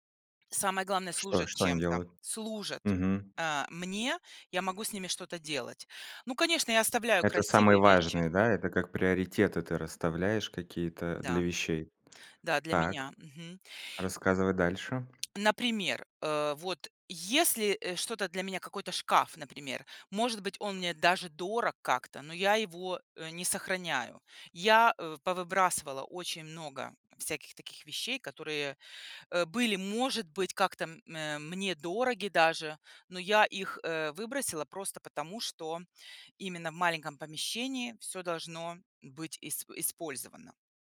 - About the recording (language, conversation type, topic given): Russian, podcast, Как вы организуете пространство в маленькой квартире?
- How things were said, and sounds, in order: other background noise; tapping